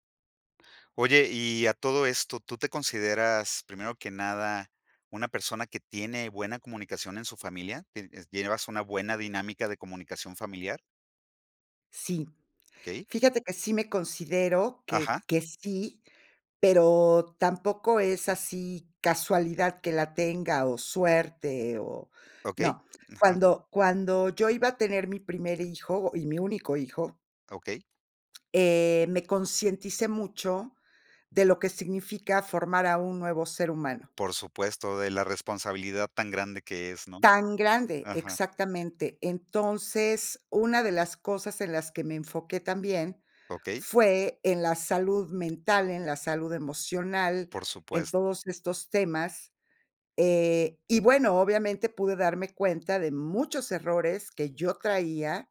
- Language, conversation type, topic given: Spanish, podcast, ¿Qué consejos darías para mejorar la comunicación familiar?
- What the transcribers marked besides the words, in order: none